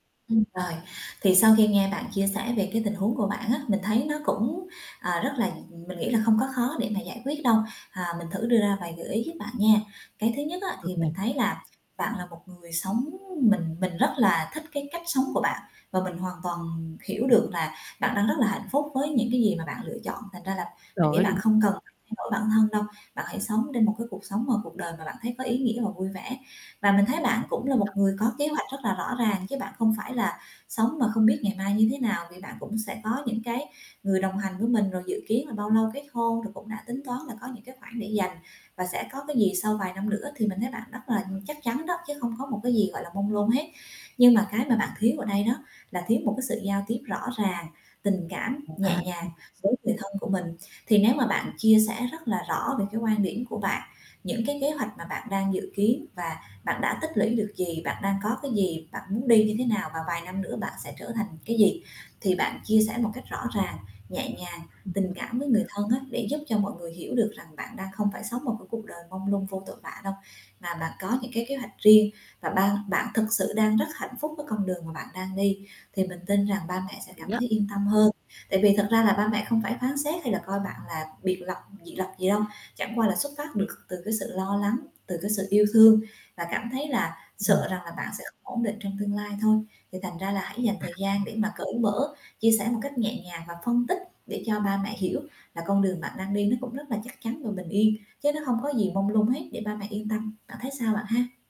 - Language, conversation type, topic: Vietnamese, advice, Bạn cảm thấy bị người thân phán xét như thế nào vì chọn lối sống khác với họ?
- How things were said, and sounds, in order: static; distorted speech; tapping; unintelligible speech; other background noise; unintelligible speech